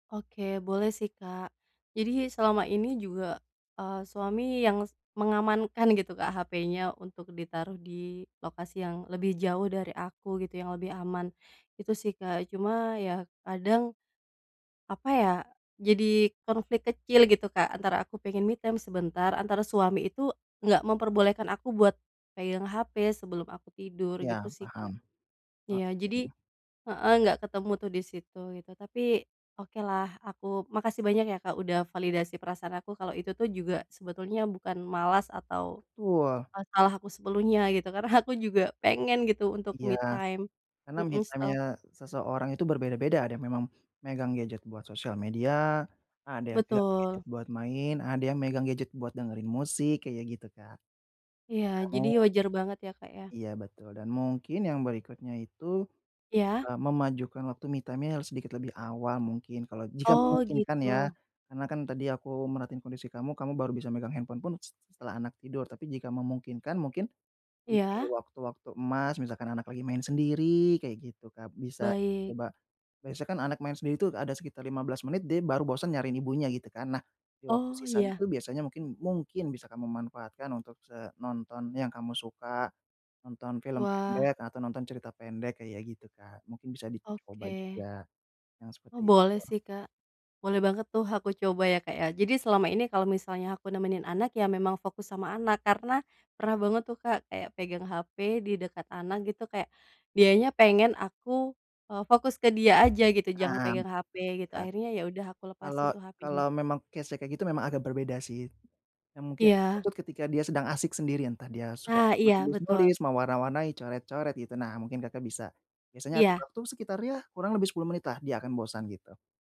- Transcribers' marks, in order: in English: "me time"; "sepenuhnya" said as "sepeluhnya"; in English: "me time"; in English: "me time-nya"; in English: "me time-nya"; in English: "handphone"; stressed: "mungkin"; in English: "case-nya"; "tuh" said as "tut"
- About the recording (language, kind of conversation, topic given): Indonesian, advice, Bagaimana saya bisa mengurangi penggunaan layar sebelum tidur setiap malam?
- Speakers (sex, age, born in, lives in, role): female, 25-29, Indonesia, Indonesia, user; male, 30-34, Indonesia, Indonesia, advisor